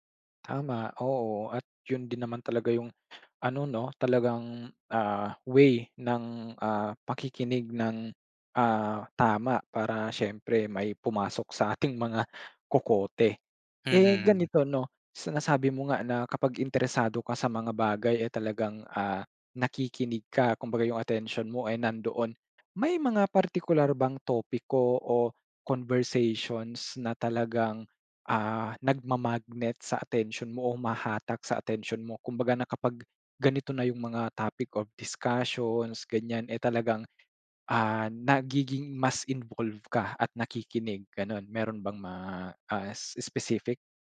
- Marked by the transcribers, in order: laughing while speaking: "sa ating mga"; tapping; in English: "topic of discussions"
- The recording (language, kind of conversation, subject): Filipino, podcast, Paano ka nakikinig para maintindihan ang kausap, at hindi lang para makasagot?